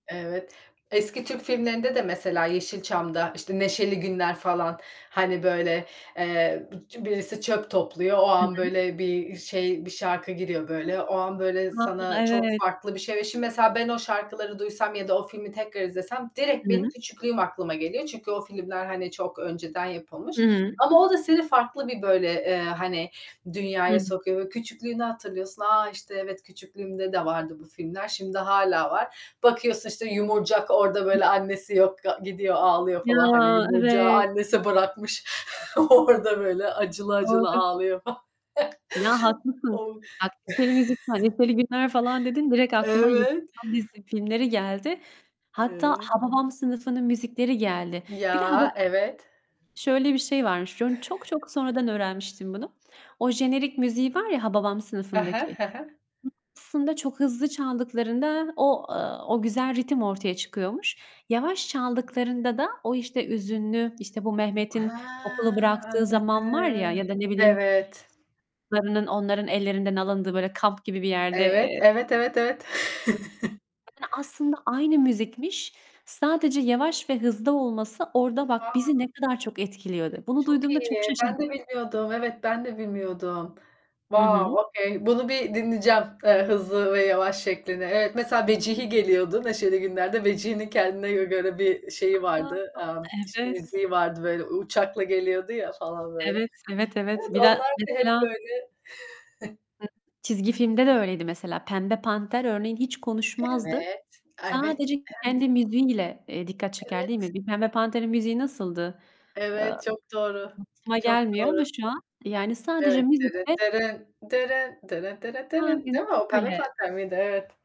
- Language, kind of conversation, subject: Turkish, unstructured, Müzik dinlemek ruh halini nasıl etkiler?
- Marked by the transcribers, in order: other background noise; unintelligible speech; distorted speech; static; chuckle; laughing while speaking: "orada"; unintelligible speech; chuckle; chuckle; "hüzünlü" said as "üzünlü"; unintelligible speech; unintelligible speech; chuckle; in English: "Wow, okay"; unintelligible speech; unintelligible speech; chuckle; unintelligible speech; singing: "Dırıt dırın dırın dırıt dırıt dırın"